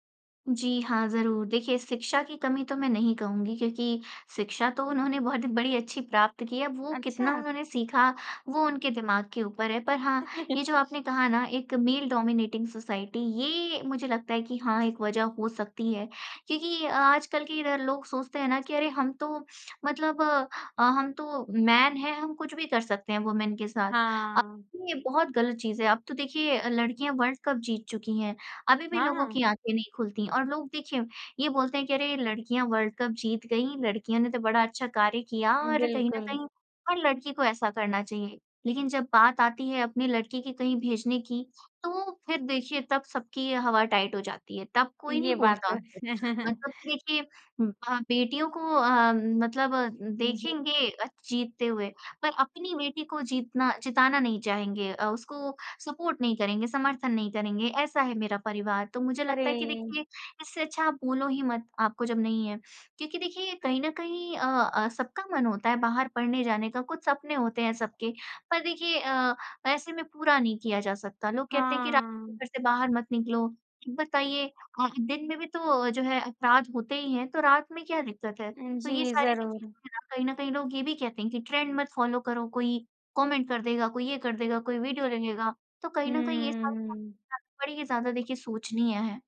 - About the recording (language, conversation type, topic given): Hindi, podcast, आपके अनुसार चलन और हकीकत के बीच संतुलन कैसे बनाया जा सकता है?
- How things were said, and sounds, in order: tapping; chuckle; in English: "मेल डोमिनेटिंग सोसाइटी"; in English: "मैन"; in English: "वूमेन"; unintelligible speech; in English: "वर्ल्ड कप"; in English: "वर्ल्ड कप"; unintelligible speech; chuckle; in English: "सपोर्ट"; in English: "ट्रेंड"; in English: "फ़ॉलो"; in English: "कॉमेंट"